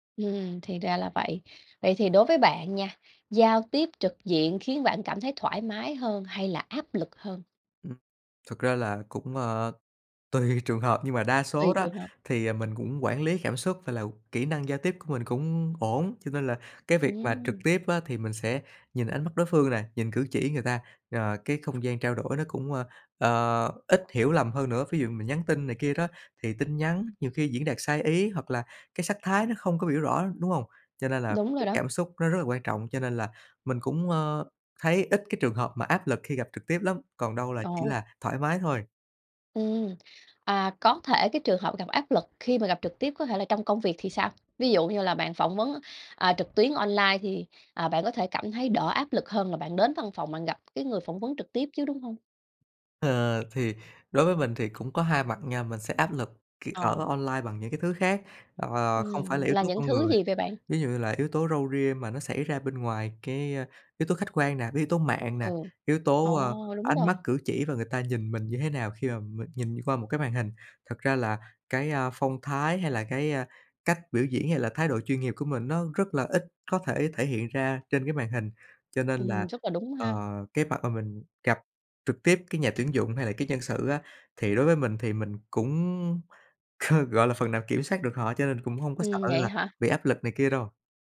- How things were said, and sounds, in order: tapping; chuckle; other background noise
- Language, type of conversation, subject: Vietnamese, podcast, Theo bạn, việc gặp mặt trực tiếp còn quan trọng đến mức nào trong thời đại mạng?